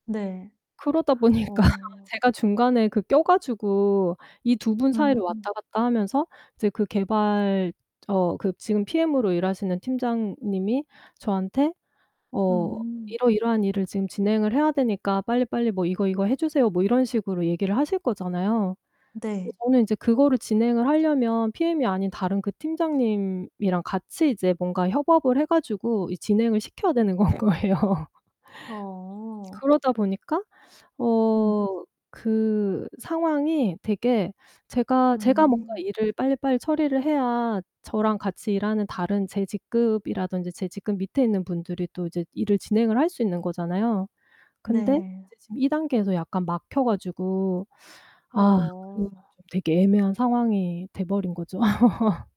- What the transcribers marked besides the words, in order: other background noise; laughing while speaking: "보니까"; distorted speech; laughing while speaking: "건 거예요"; laugh
- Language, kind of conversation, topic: Korean, advice, 상사와의 업무 범위가 모호해 책임 공방이 생겼을 때 어떻게 해결하면 좋을까요?
- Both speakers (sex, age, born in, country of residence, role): female, 35-39, South Korea, United States, advisor; female, 45-49, South Korea, United States, user